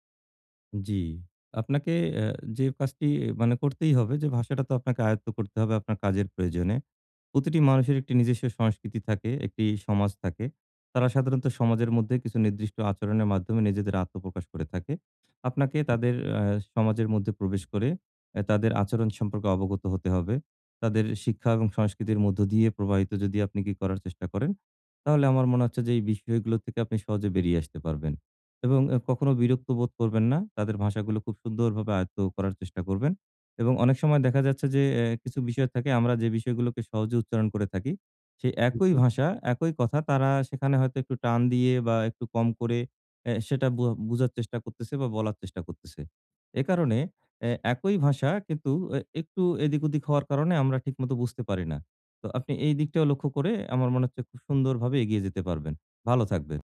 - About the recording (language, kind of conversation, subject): Bengali, advice, নতুন সমাজে ভাষা ও আচরণে আত্মবিশ্বাস কীভাবে পাব?
- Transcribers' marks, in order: none